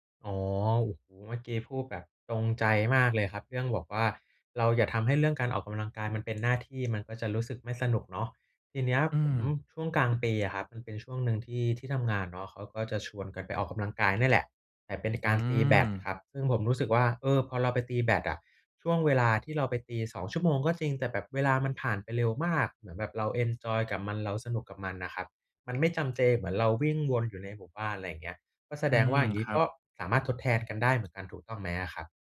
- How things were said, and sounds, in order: tapping
- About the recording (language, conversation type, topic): Thai, advice, ฉันจะเริ่มสร้างนิสัยและติดตามความก้าวหน้าในแต่ละวันอย่างไรให้ทำได้ต่อเนื่อง?